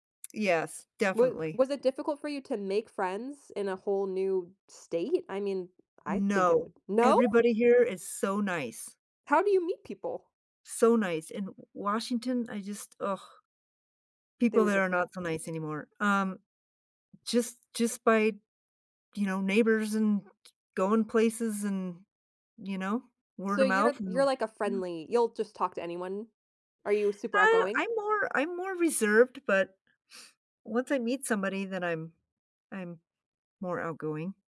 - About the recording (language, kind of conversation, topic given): English, unstructured, What do you like doing for fun with friends?
- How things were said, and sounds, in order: surprised: "no?!"; unintelligible speech